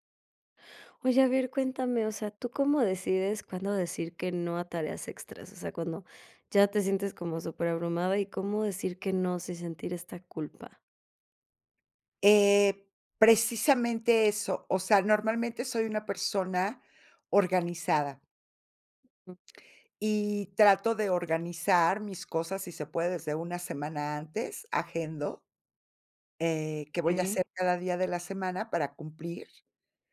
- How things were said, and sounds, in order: other background noise
- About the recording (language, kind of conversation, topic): Spanish, podcast, ¿Cómo decides cuándo decir no a tareas extra?